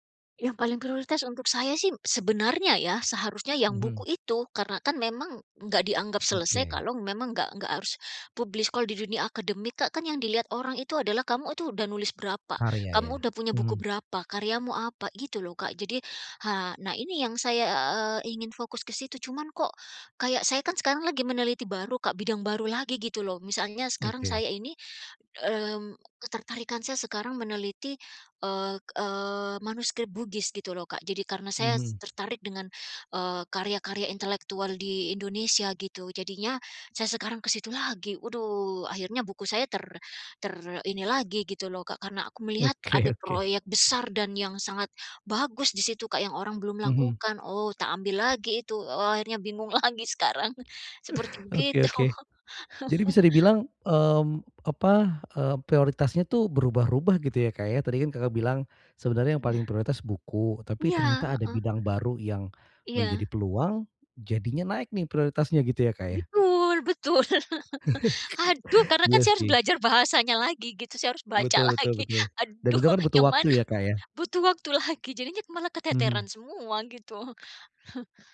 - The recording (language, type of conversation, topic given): Indonesian, advice, Bagaimana cara menetapkan tujuan kreatif yang realistis dan terukur?
- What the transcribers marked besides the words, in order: in English: "publish"; laughing while speaking: "Oke"; chuckle; laughing while speaking: "lagi"; chuckle; chuckle; stressed: "Aduh"; chuckle; laughing while speaking: "lagi. Aduh yang mana butuh waktu lagi"; chuckle